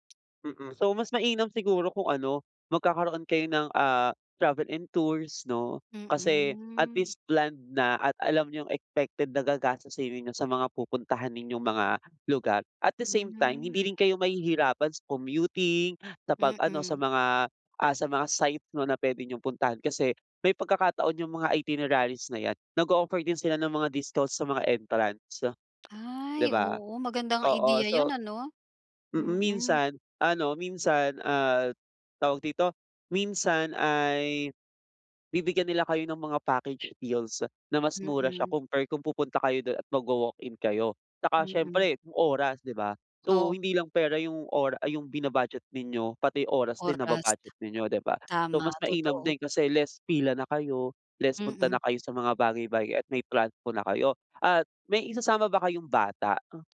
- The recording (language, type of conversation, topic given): Filipino, advice, Paano ako mas mag-eenjoy sa bakasyon kahit limitado ang badyet ko?
- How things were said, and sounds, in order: tapping; other background noise